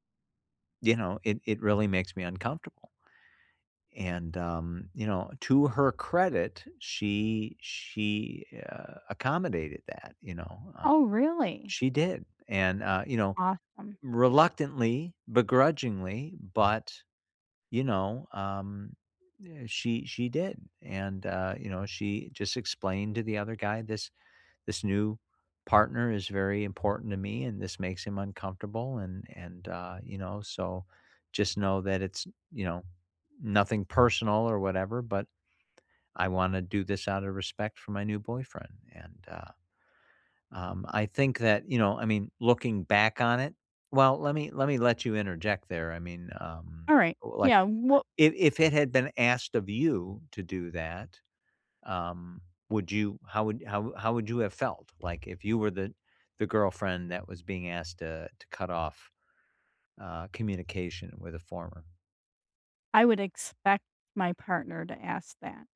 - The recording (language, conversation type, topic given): English, unstructured, Is it okay to date someone who still talks to their ex?
- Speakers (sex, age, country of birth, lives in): female, 60-64, United States, United States; male, 55-59, United States, United States
- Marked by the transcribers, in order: none